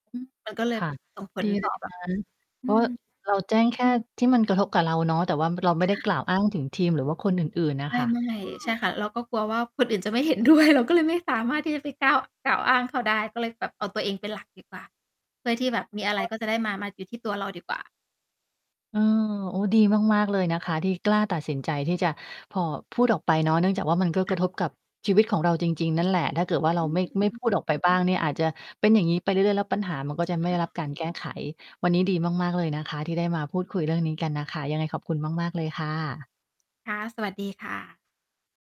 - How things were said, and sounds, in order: distorted speech; static; mechanical hum; laughing while speaking: "เห็นด้วย"
- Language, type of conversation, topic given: Thai, podcast, คุณปฏิเสธงานอย่างไรเมื่อมันกระทบชีวิตส่วนตัว?